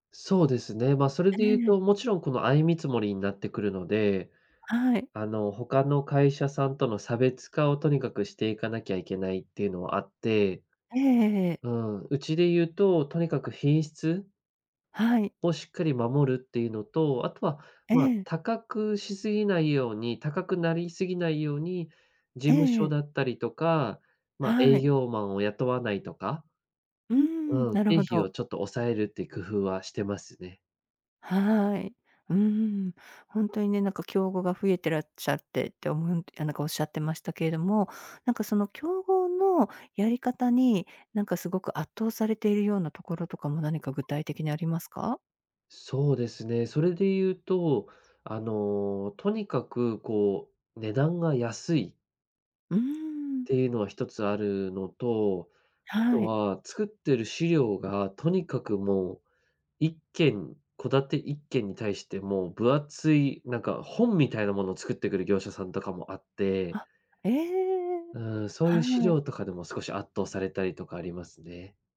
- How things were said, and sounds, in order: tapping
- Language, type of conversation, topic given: Japanese, advice, 競合に圧倒されて自信を失っている